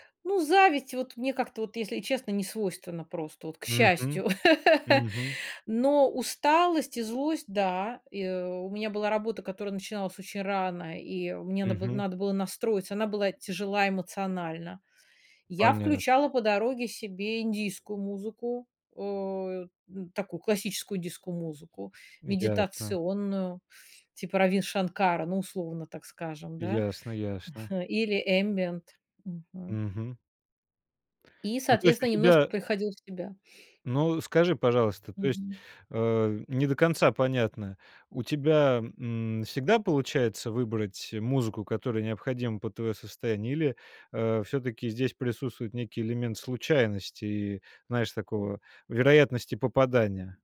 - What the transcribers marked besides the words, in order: chuckle; other background noise; chuckle
- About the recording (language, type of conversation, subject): Russian, podcast, Как музыка помогает тебе справляться с эмоциями?